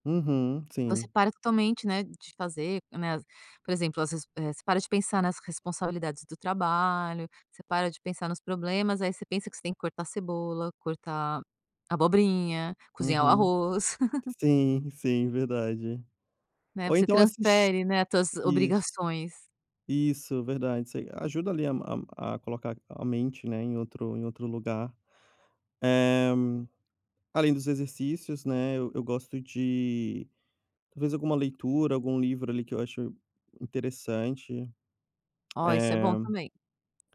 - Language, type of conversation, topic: Portuguese, podcast, Como você se recupera depois de um dia muito estressante?
- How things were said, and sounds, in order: giggle; tapping